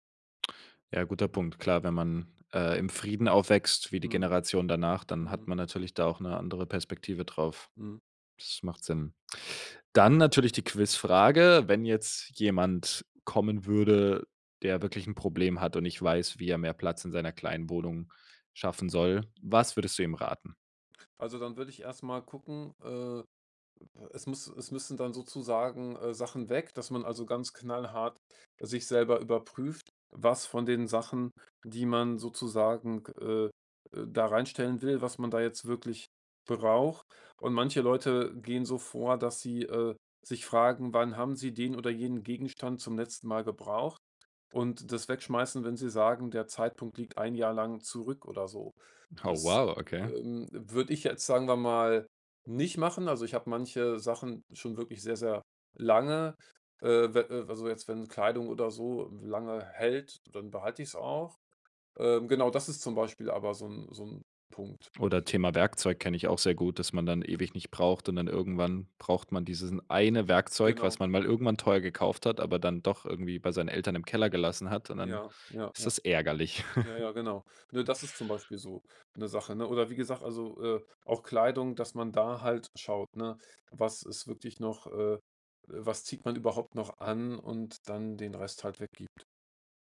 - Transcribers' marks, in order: laugh
- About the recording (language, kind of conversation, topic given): German, podcast, Wie schaffst du mehr Platz in kleinen Räumen?